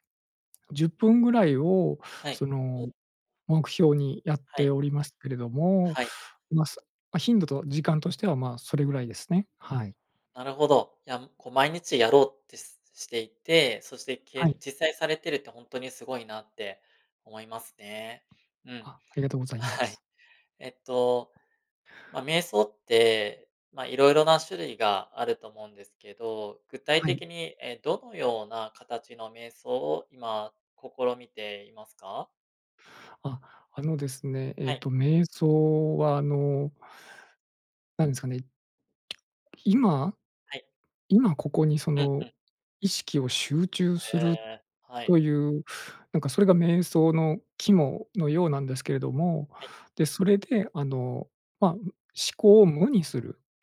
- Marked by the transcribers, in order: other noise
- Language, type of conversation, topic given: Japanese, advice, ストレス対処のための瞑想が続けられないのはなぜですか？